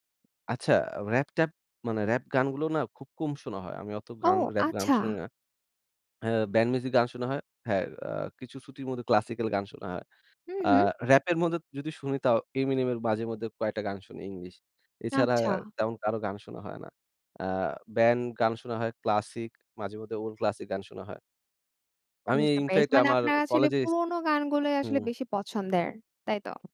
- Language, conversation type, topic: Bengali, podcast, কোন পুরোনো গান শুনলেই আপনার সব স্মৃতি ফিরে আসে?
- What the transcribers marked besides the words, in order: in English: "rap"; in English: "rap"; in English: "rap"; in English: "classical"; in English: "rap"; in English: "classic"; in English: "old classic"; in English: "infact"